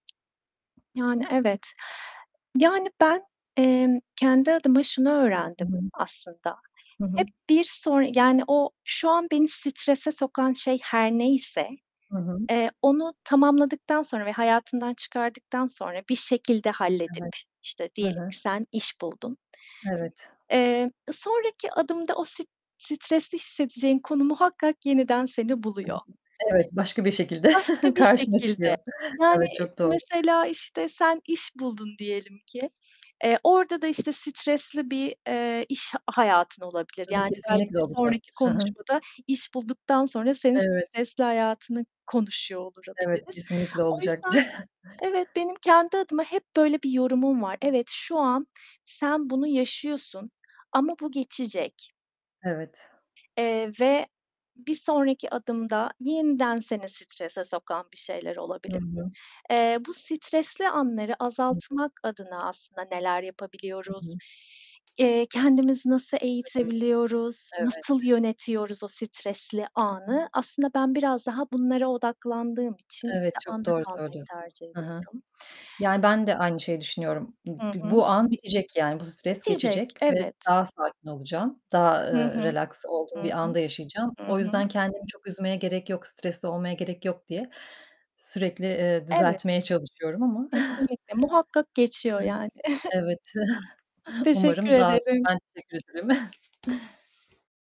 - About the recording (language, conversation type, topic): Turkish, unstructured, Günlük hayatınızda sizi en çok ne strese sokuyor?
- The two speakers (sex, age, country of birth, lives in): female, 30-34, Turkey, Poland; female, 40-44, Turkey, Germany
- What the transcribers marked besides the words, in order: tapping; distorted speech; other background noise; unintelligible speech; chuckle; "olabiliriz" said as "olurabiliriz"; chuckle; stressed: "nasıl"; chuckle; static; unintelligible speech; chuckle